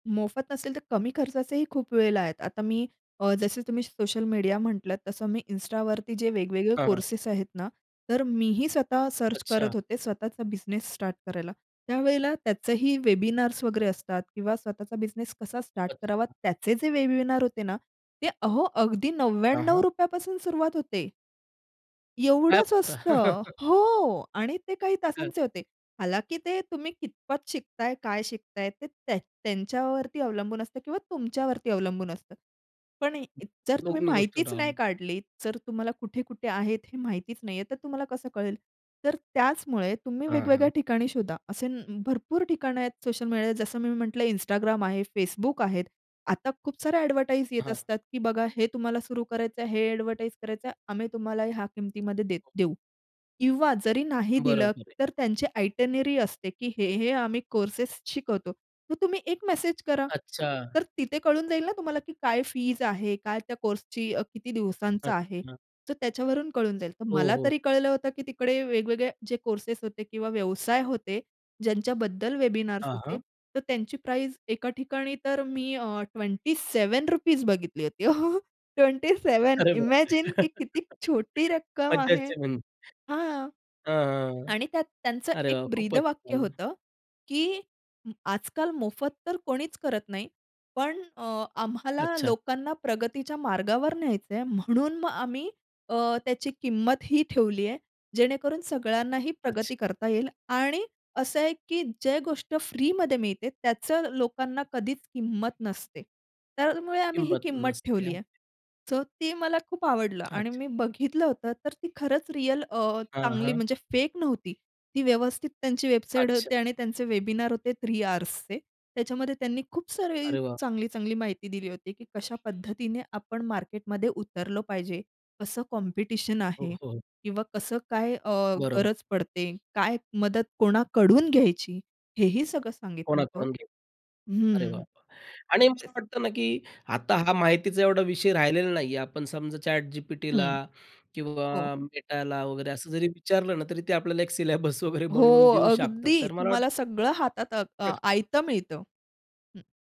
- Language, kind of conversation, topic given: Marathi, podcast, घरबसल्या नवीन कौशल्य शिकण्यासाठी तुम्ही कोणते उपाय सुचवाल?
- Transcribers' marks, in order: other background noise; unintelligible speech; chuckle; unintelligible speech; in English: "अ‍ॅडव्हर्टाइज"; other noise; in English: "अ‍ॅडव्हर्टाइज"; tapping; chuckle; unintelligible speech; in English: "इमॅजिन"; in English: "सिलेबस"